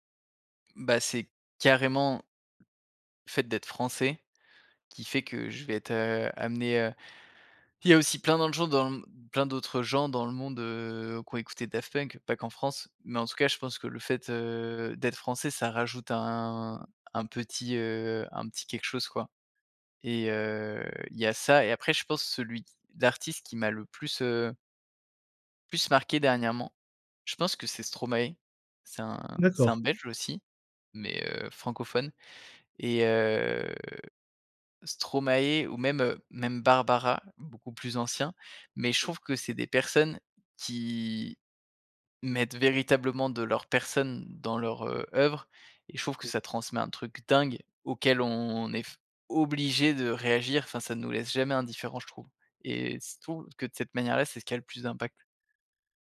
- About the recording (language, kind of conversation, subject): French, podcast, Comment ta culture a-t-elle influencé tes goûts musicaux ?
- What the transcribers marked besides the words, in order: unintelligible speech; stressed: "dingue"; unintelligible speech